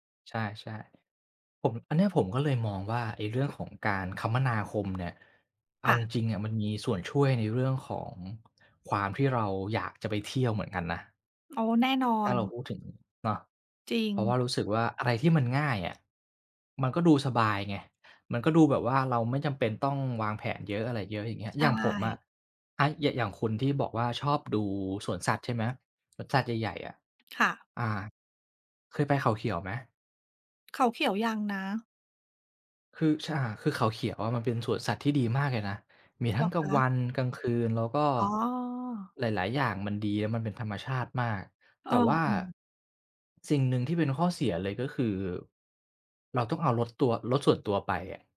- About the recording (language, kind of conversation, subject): Thai, unstructured, คุณคิดว่าการเที่ยวเมืองใหญ่กับการเที่ยวธรรมชาติต่างกันอย่างไร?
- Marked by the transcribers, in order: tapping